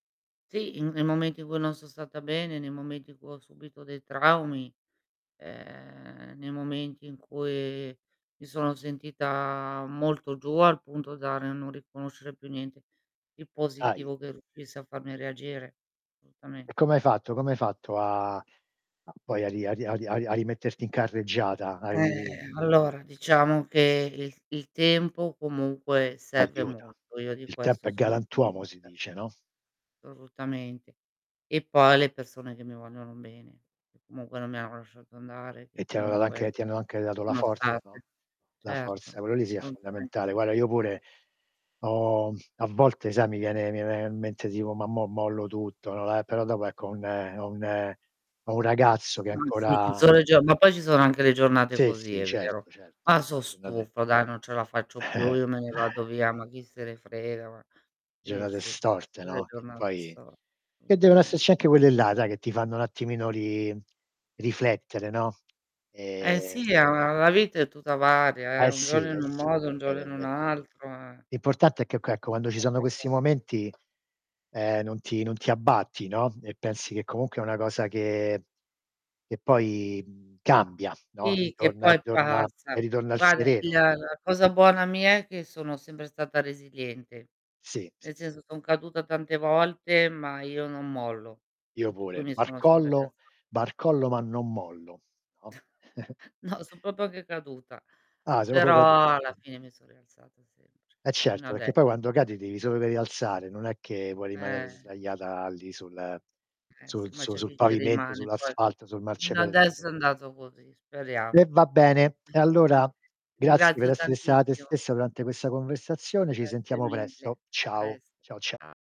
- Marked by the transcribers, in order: drawn out: "ehm"; "Assolutamente" said as "solutamen"; drawn out: "Eh"; distorted speech; "Assolutamente" said as "solutamente"; static; unintelligible speech; chuckle; unintelligible speech; "assolutamente" said as "solutamen"; tapping; drawn out: "Ehm"; unintelligible speech; chuckle; giggle; "proprio" said as "propio"; drawn out: "però"; "proprio" said as "popio"; other noise; unintelligible speech; unintelligible speech; unintelligible speech
- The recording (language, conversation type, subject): Italian, unstructured, Quali cose ti fanno sentire davvero te stesso?